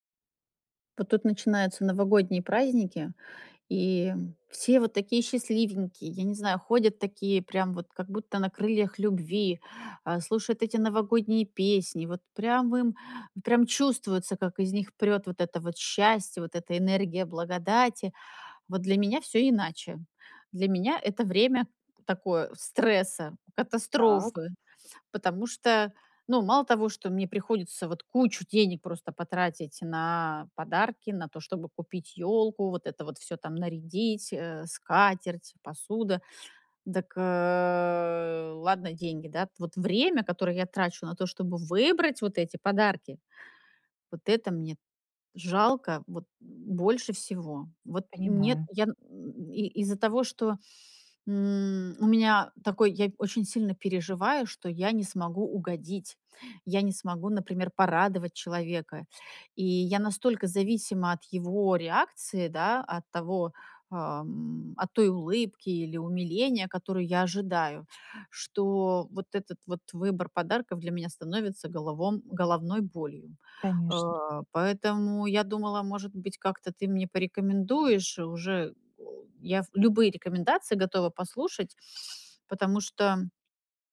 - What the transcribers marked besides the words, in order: tapping
- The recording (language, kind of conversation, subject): Russian, advice, Как мне проще выбирать одежду и подарки для других?